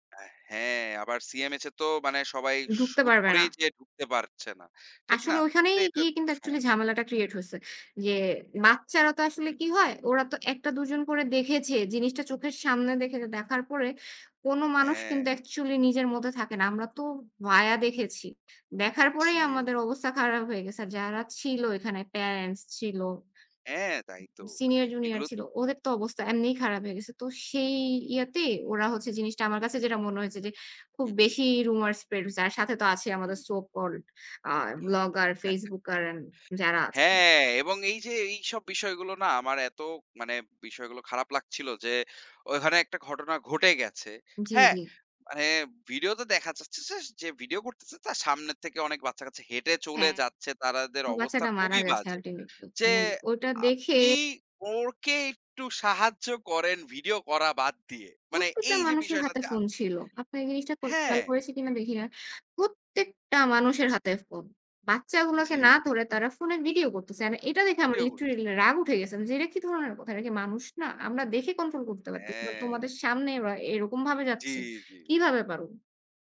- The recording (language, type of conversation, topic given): Bengali, unstructured, আপনার মনে হয় ভুয়া খবর আমাদের সমাজকে কীভাবে ক্ষতি করছে?
- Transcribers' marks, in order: other background noise; other noise; chuckle